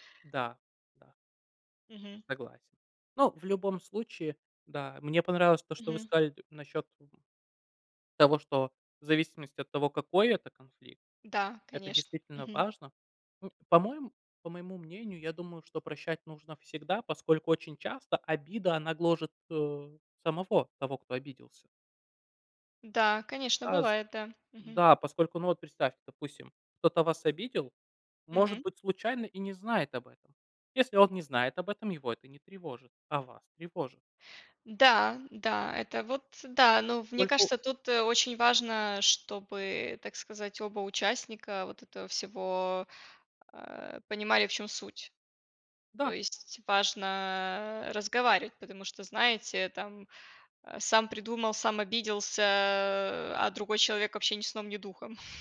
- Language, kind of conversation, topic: Russian, unstructured, Почему, по вашему мнению, иногда бывает трудно прощать близких людей?
- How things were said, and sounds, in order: none